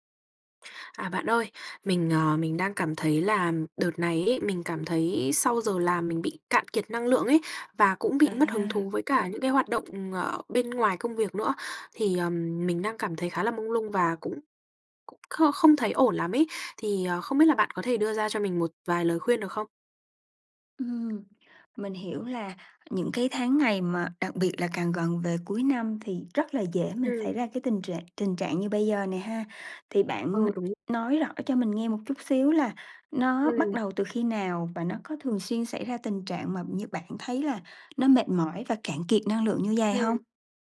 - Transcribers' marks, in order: tapping
- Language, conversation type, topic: Vietnamese, advice, Vì sao tôi thường cảm thấy cạn kiệt năng lượng sau giờ làm và mất hứng thú với các hoạt động thường ngày?